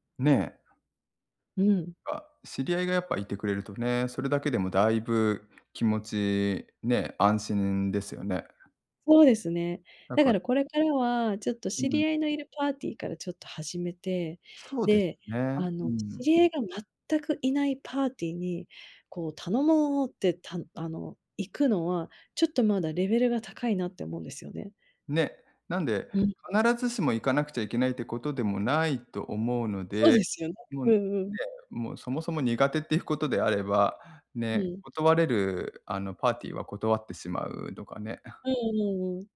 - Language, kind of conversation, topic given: Japanese, advice, パーティーで居心地が悪いとき、どうすれば楽しく過ごせますか？
- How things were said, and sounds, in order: tapping; chuckle